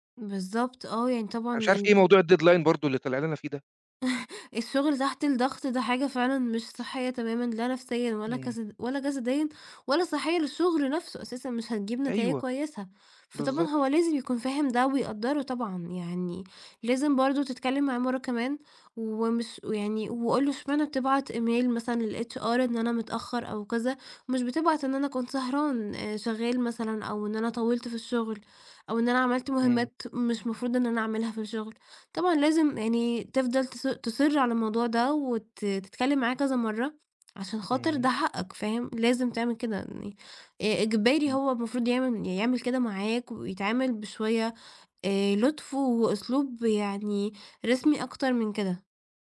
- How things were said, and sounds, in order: in English: "الdeadline"; chuckle; other background noise; in English: "email"; in English: "للHR"
- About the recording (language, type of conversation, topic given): Arabic, advice, إزاي أتعامل مع مدير متحكم ومحتاج يحسّن طريقة التواصل معايا؟